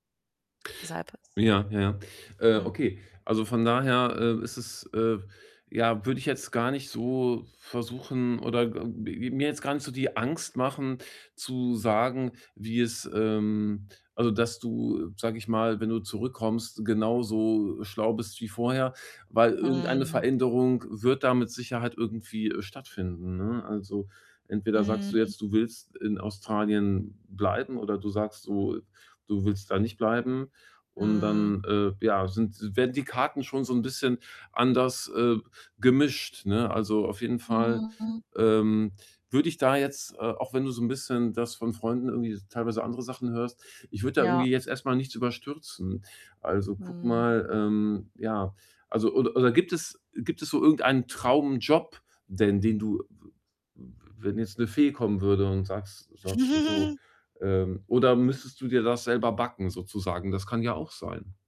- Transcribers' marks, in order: other background noise; distorted speech; chuckle
- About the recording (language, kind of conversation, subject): German, advice, Wie finde und plane ich die nächsten Schritte, wenn meine Karriereziele noch unklar sind?